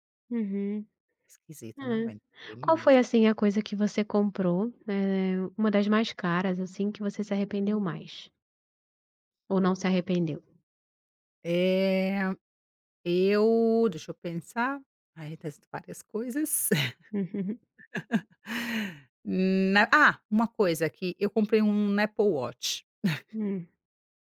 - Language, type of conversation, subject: Portuguese, advice, Gastar impulsivamente para lidar com emoções negativas
- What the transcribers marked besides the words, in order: unintelligible speech; tapping; laugh; chuckle; "Apple" said as "Napple"; chuckle